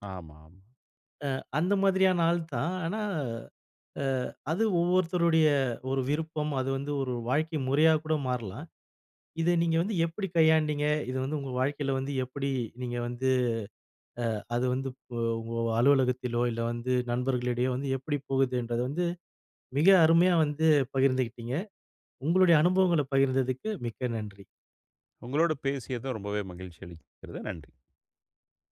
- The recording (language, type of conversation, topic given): Tamil, podcast, தனிமை என்றால் உங்களுக்கு என்ன உணர்வு தருகிறது?
- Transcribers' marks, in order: none